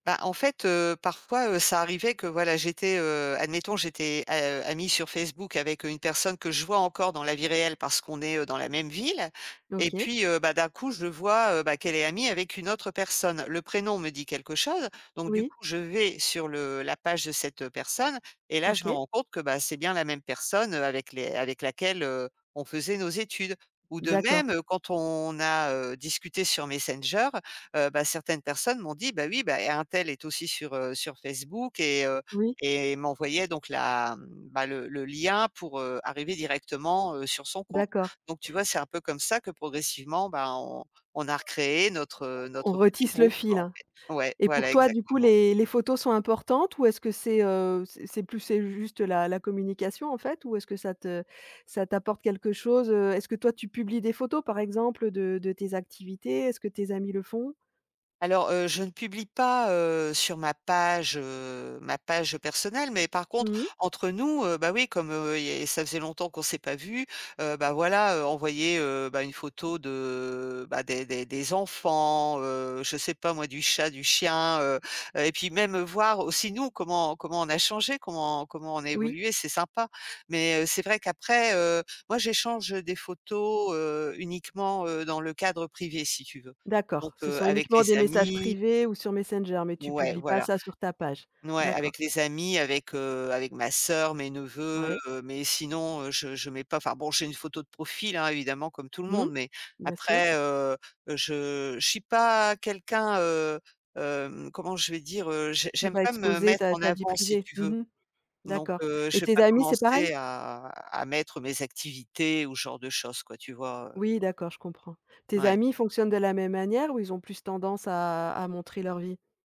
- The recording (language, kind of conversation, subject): French, podcast, Est-ce que tu trouves que les réseaux sociaux rapprochent ou éloignent les gens ?
- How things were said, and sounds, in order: other noise